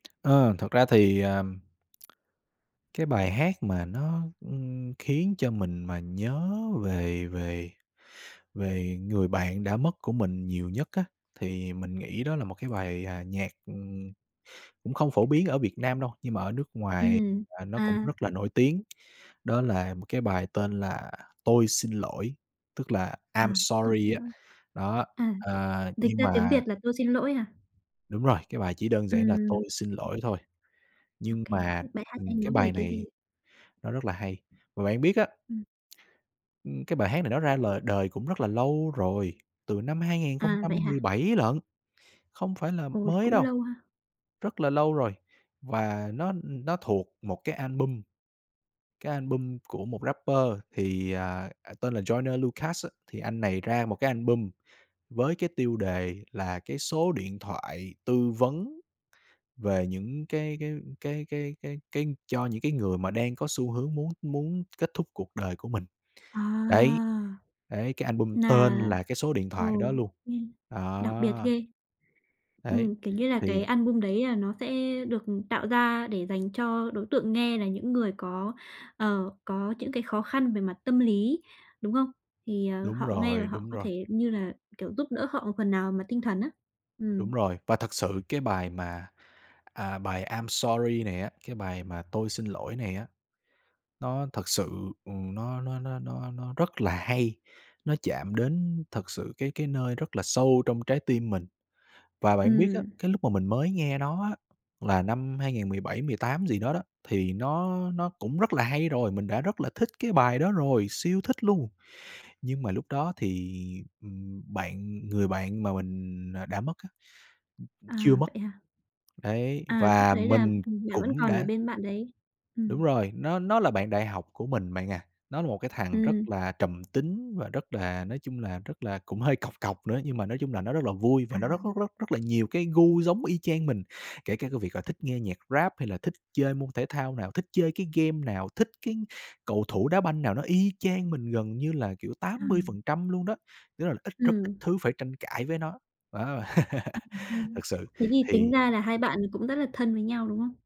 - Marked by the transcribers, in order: tapping; tsk; other background noise; in English: "rapper"; drawn out: "À"; laugh
- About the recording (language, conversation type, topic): Vietnamese, podcast, Âm nhạc nào khiến bạn nhớ đến người đã mất nhất?